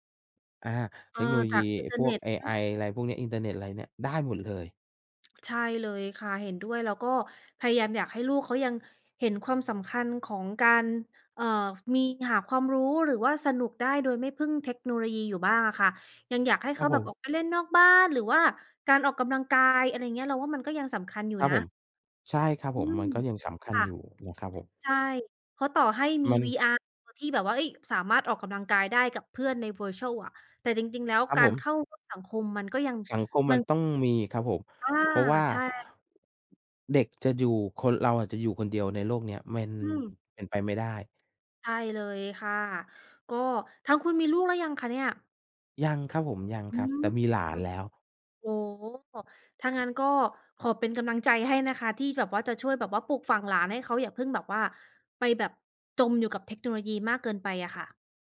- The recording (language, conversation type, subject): Thai, unstructured, คุณชอบใช้เทคโนโลยีเพื่อความบันเทิงแบบไหนมากที่สุด?
- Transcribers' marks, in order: other background noise; tapping